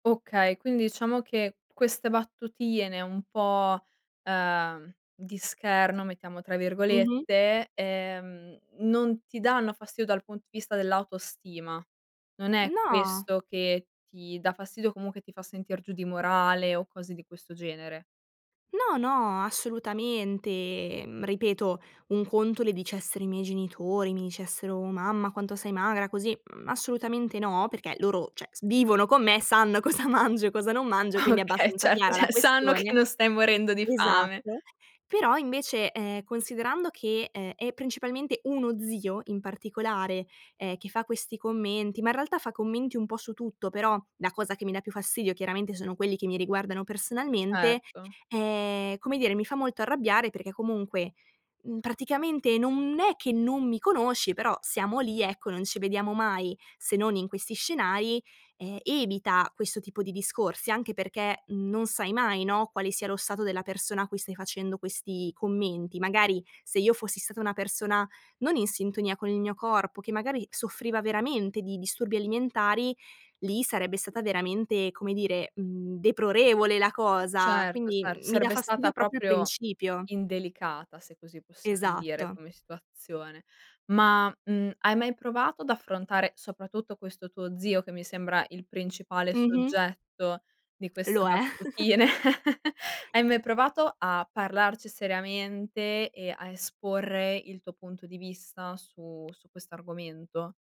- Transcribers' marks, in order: "diciamo" said as "ciamo"; tapping; "fastidio" said as "fastio"; "cioè" said as "ceh"; laughing while speaking: "cosa mangio"; laughing while speaking: "Okay, certo, ceh sanno che"; "cioè" said as "ceh"; "deplorevole" said as "deprorevole"; "proprio" said as "propio"; other background noise; chuckle; laughing while speaking: "battutine?"; chuckle
- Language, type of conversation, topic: Italian, advice, Come posso affrontare le critiche ripetute sul mio aspetto fisico?